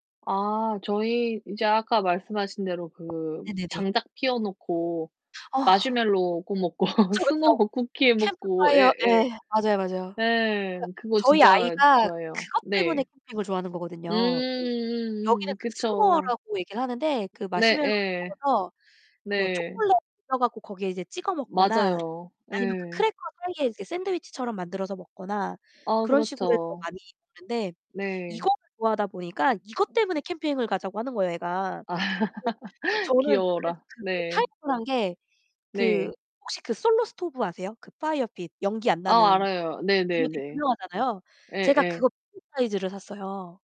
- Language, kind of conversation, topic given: Korean, unstructured, 요즘 가장 즐겨 하는 일은 무엇인가요?
- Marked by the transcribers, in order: static; distorted speech; other background noise; laughing while speaking: "먹고"; tapping; laugh; unintelligible speech